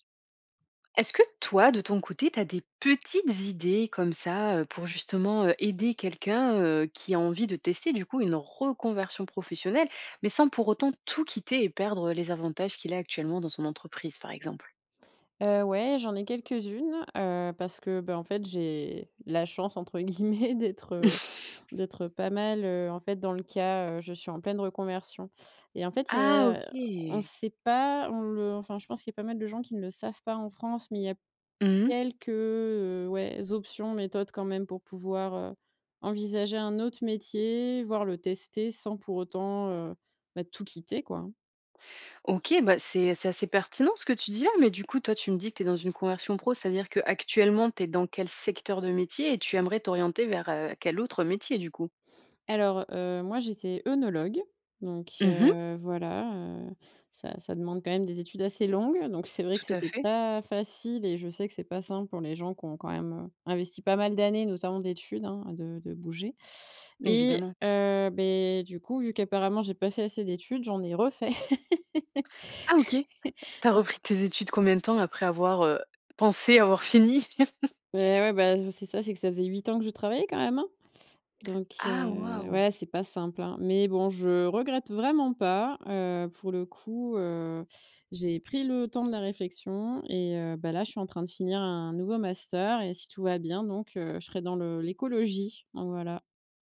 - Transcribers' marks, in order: stressed: "petites"; stressed: "reconversion"; laughing while speaking: "guillemets"; chuckle; other background noise; tapping; stressed: "pas"; laugh; chuckle; stressed: "l'écologie"
- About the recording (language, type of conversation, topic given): French, podcast, Comment peut-on tester une idée de reconversion sans tout quitter ?